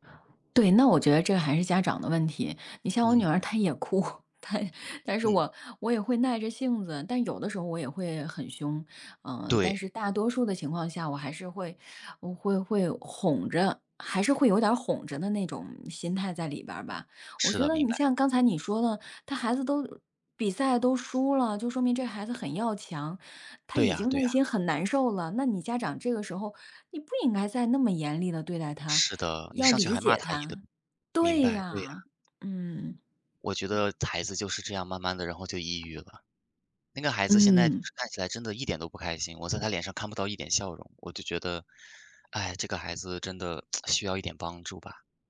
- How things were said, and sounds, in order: chuckle; other background noise; tsk
- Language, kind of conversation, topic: Chinese, unstructured, 家长应该干涉孩子的学习吗？
- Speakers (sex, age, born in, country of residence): female, 40-44, China, United States; male, 18-19, China, United States